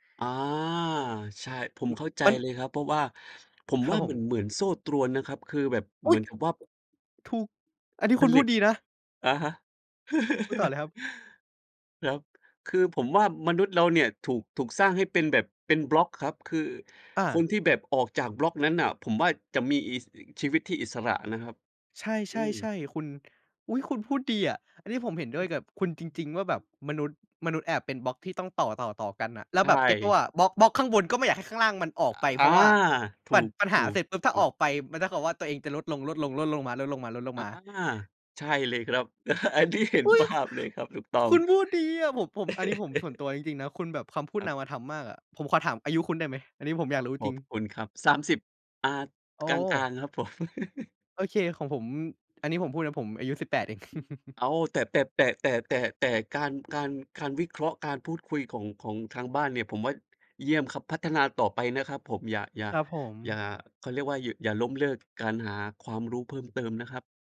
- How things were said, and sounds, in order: surprised: "อุ๊ย ถูก อันนี้คุณพูดดีนะ"; tapping; other background noise; chuckle; chuckle; joyful: "อุ๊ย ค คุณพูดดีอะ"; chuckle; chuckle; chuckle
- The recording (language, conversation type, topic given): Thai, unstructured, ถ้าคุณย้อนเวลากลับไปในอดีต คุณอยากพบใครในประวัติศาสตร์?